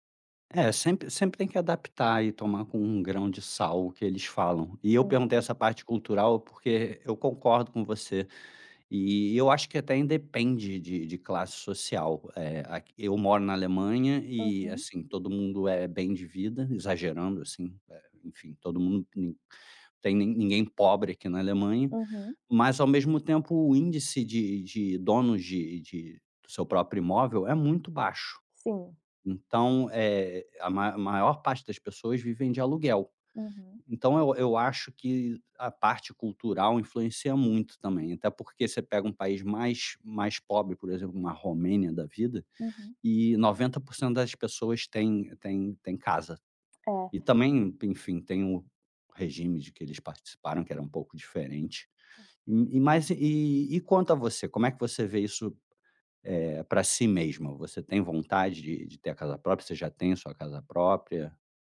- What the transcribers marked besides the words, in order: tapping; other background noise
- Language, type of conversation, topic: Portuguese, podcast, Como decidir entre comprar uma casa ou continuar alugando?